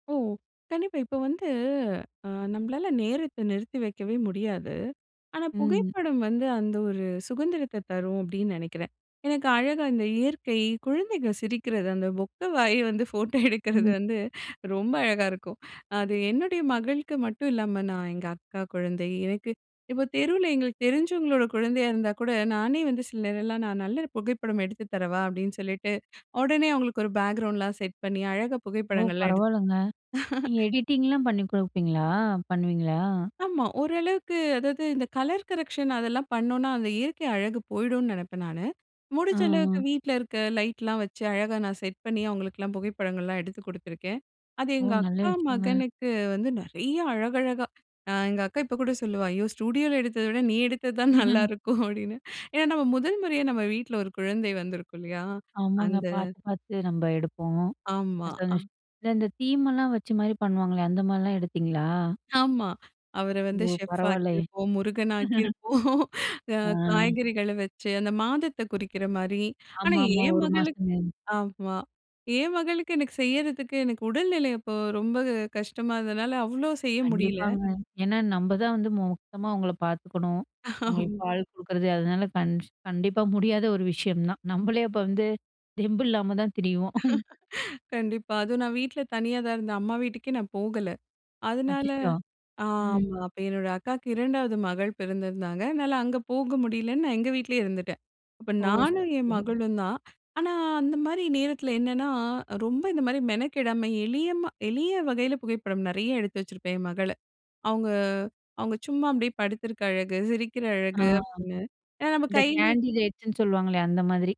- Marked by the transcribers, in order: laughing while speaking: "அந்த பொக்கை வாய வந்து ஃபோட்டோ எடுக்கிறது வந்து ரொம்ப அழகா இருக்கும்"; in English: "எடிட்டிங்லாம்"; chuckle; in English: "கலர் கரெக்ஷன்"; other background noise; laughing while speaking: "நீ எடுத்தது தான் நல்லாருக்கும்"; chuckle; unintelligible speech; in English: "தீமெல்லாம்"; chuckle; unintelligible speech; chuckle; chuckle; tapping; other noise; in English: "கேண்டிடேட்ஸ்ன்னு"
- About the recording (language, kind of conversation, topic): Tamil, podcast, உங்கள் மொபைலில் எடுத்த ஒரு எளிய புகைப்படத்தைப் பற்றிய ஒரு கதையைச் சொல்ல முடியுமா?